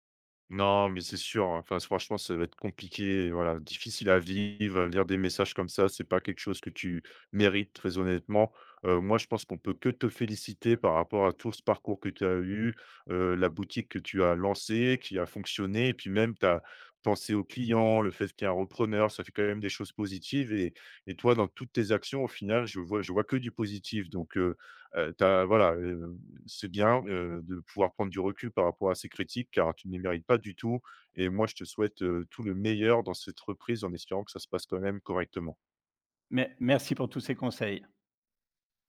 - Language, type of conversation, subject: French, advice, Comment gérer une dispute avec un ami après un malentendu ?
- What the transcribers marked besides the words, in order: tapping